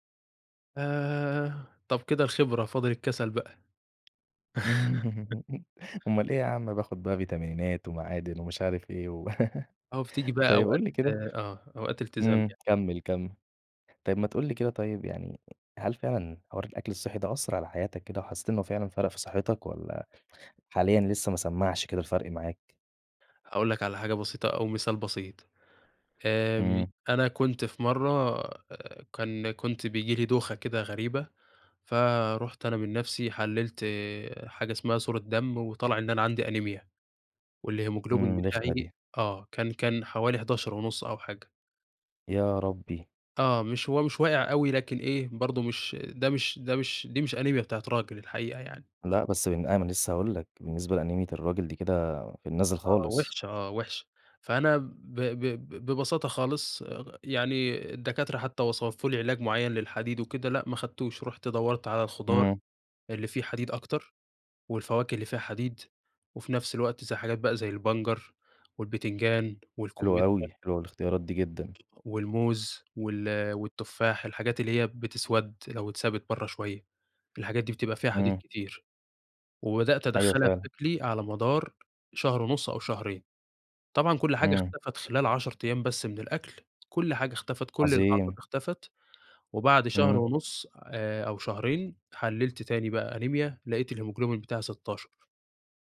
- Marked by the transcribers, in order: laugh; tapping; laugh; giggle
- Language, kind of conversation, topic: Arabic, podcast, إزاي تحافظ على أكل صحي بميزانية بسيطة؟